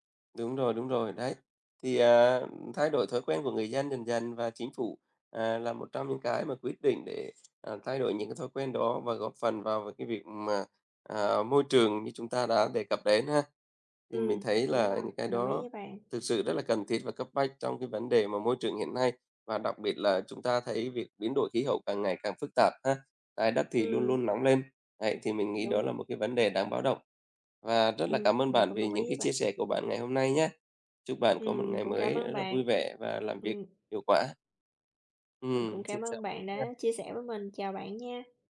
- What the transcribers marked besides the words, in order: none
- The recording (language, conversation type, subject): Vietnamese, unstructured, Chính phủ nên ưu tiên giải quyết các vấn đề môi trường như thế nào?